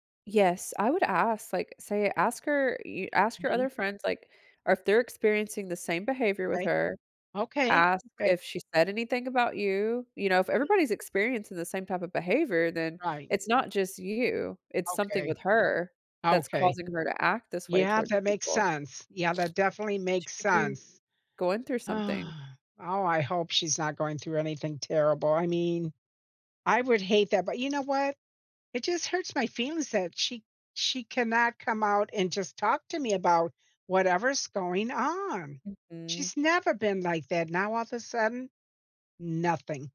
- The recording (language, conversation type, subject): English, advice, How do I address a friendship that feels one-sided?
- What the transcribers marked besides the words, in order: unintelligible speech; sigh; other background noise; tapping